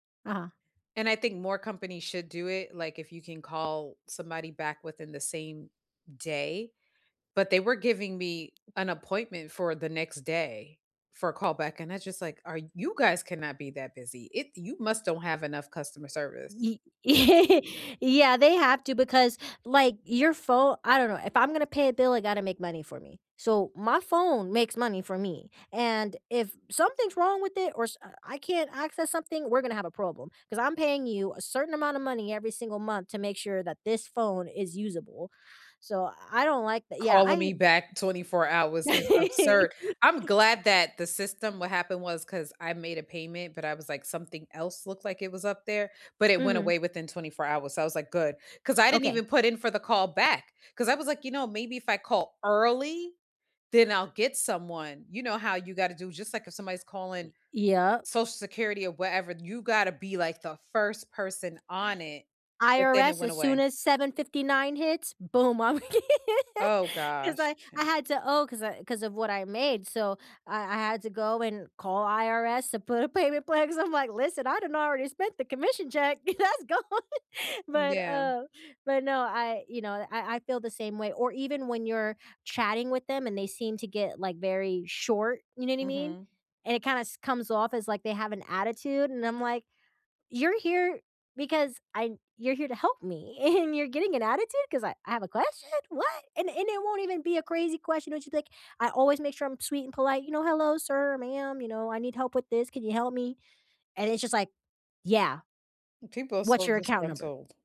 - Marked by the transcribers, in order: other background noise; chuckle; chuckle; chuckle; laughing while speaking: "that's gone"; chuckle; put-on voice: "Yeah. What's your account number?"
- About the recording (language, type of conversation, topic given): English, unstructured, What is the most irritating part of dealing with customer service?
- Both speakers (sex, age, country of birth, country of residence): female, 30-34, United States, United States; female, 45-49, United States, United States